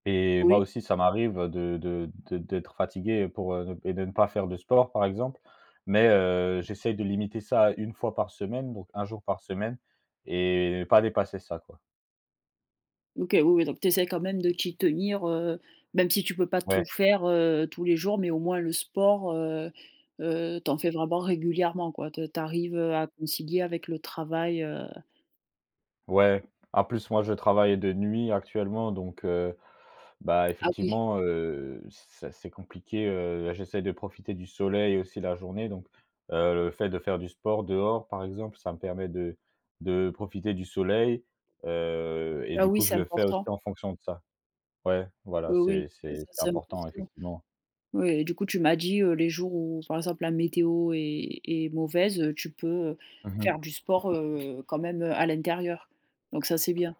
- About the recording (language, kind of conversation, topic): French, podcast, Comment arrives-tu à concilier ta passion et ton travail sans craquer ?
- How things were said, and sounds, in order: tapping; other background noise